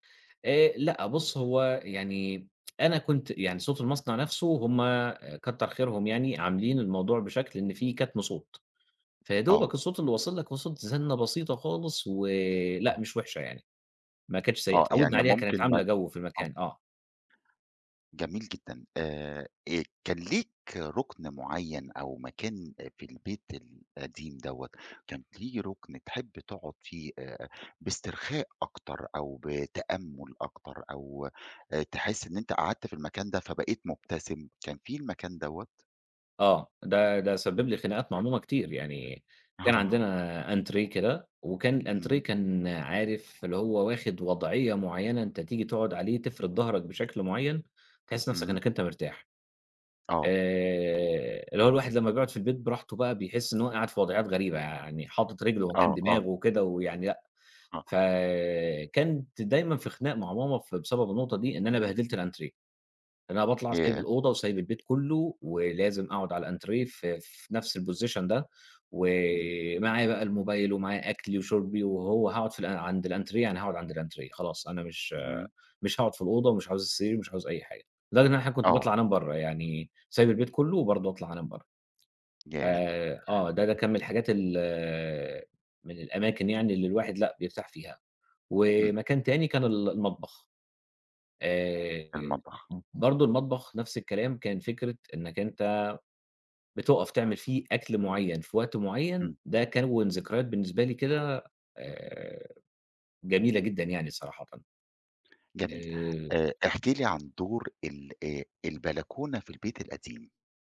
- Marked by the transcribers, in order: tsk; tapping; laughing while speaking: "آه"; in French: "أنتريه"; in French: "الأنتريه"; other noise; other background noise; in French: "الأنتريه"; in French: "الأنتريه"; in English: "الposition"; in French: "الأنتريه"; in French: "الأنتريه"
- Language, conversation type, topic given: Arabic, podcast, ايه العادات الصغيرة اللي بتعملوها وبتخلي البيت دافي؟